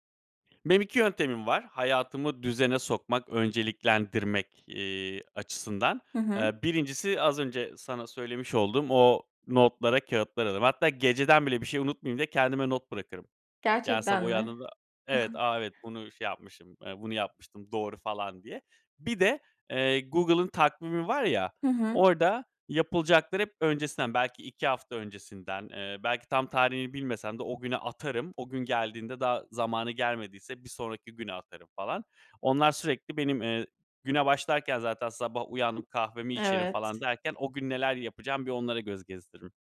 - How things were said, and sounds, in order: other background noise; unintelligible speech; scoff
- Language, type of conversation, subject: Turkish, podcast, Gelen bilgi akışı çok yoğunken odaklanmanı nasıl koruyorsun?